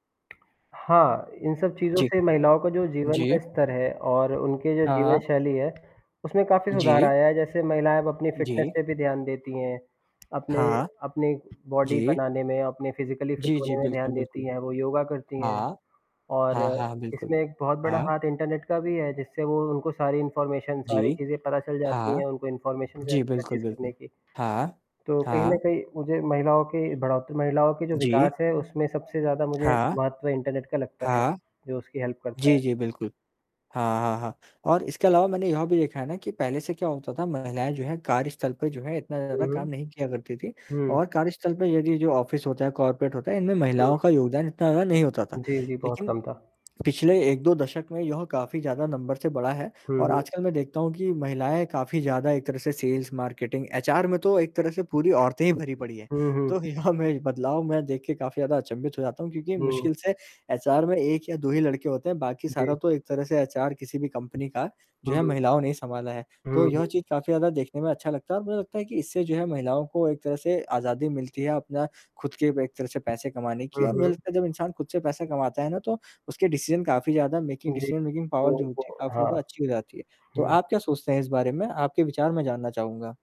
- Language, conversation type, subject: Hindi, unstructured, क्या हमारे समुदाय में महिलाओं को समान सम्मान मिलता है?
- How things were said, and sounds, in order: static; tapping; in English: "फिटनेस"; in English: "बॉडी"; in English: "फिजिकली फिट"; in English: "इन्फॉर्मेशन"; in English: "इन्फॉर्मेशन"; unintelligible speech; in English: "हेल्प"; in English: "ऑफ़िस"; in English: "कॉर्पोरेट"; laughing while speaking: "तो यहाँ में"; in English: "डिसीज़न"; in English: "मेकिंग डिसीज़न, मेकिंग पावर"; other noise